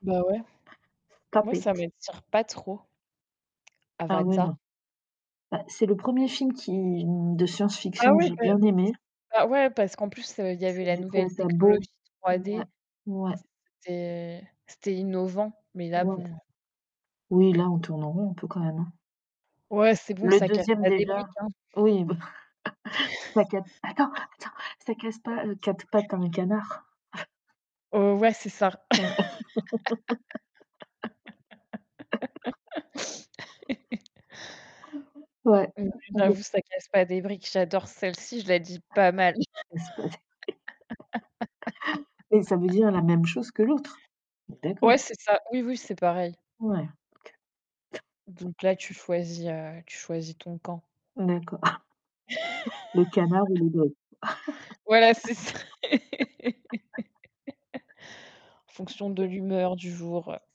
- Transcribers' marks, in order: static; put-on voice: "Stop it"; unintelligible speech; distorted speech; tapping; laugh; laugh; laugh; laugh; laugh; laughing while speaking: "Casse pas les briques"; stressed: "pas mal"; laugh; chuckle; laugh; chuckle; unintelligible speech
- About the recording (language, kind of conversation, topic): French, unstructured, Quels critères prenez-vous en compte pour choisir un film à regarder ?